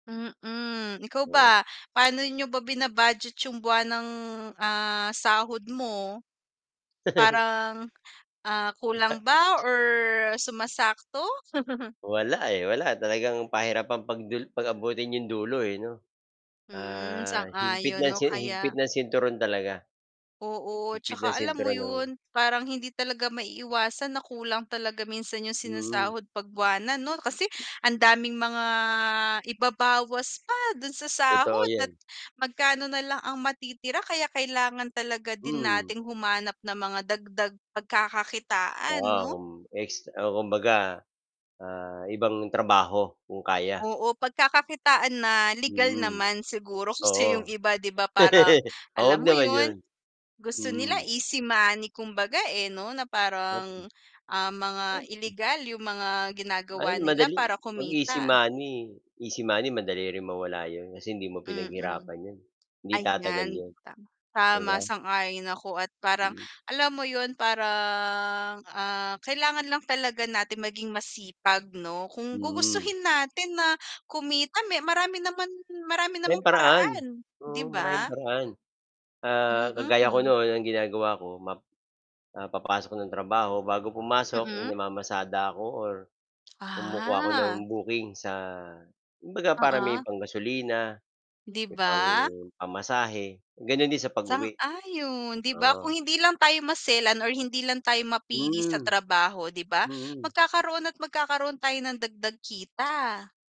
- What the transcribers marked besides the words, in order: chuckle; tapping; static; mechanical hum; chuckle; drawn out: "ah"; drawn out: "mga"; other background noise; laugh; unintelligible speech; unintelligible speech; drawn out: "parang"; distorted speech; drawn out: "Ah"
- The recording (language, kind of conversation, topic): Filipino, unstructured, Ano ang mga dahilan kung bakit mahalagang magkaroon ng pondong pang-emerhensiya?